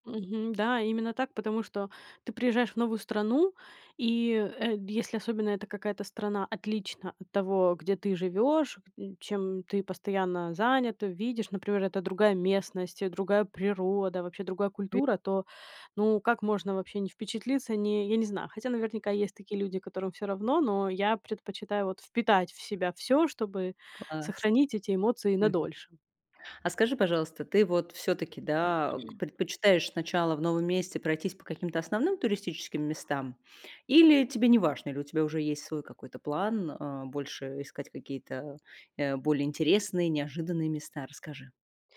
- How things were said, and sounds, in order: tapping; other background noise
- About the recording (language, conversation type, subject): Russian, podcast, Как вы находите баланс между туристическими местами и местной жизнью?